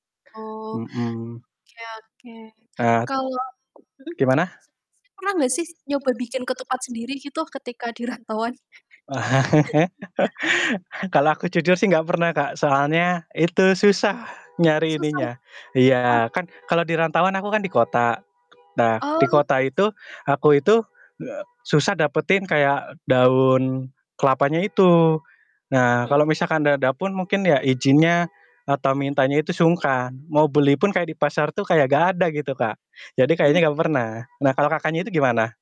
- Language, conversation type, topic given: Indonesian, unstructured, Apa kenangan paling manis Anda tentang makanan keluarga?
- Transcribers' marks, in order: other background noise; background speech; laugh; distorted speech; horn; laughing while speaking: "rantauan?"; chuckle; other noise; tapping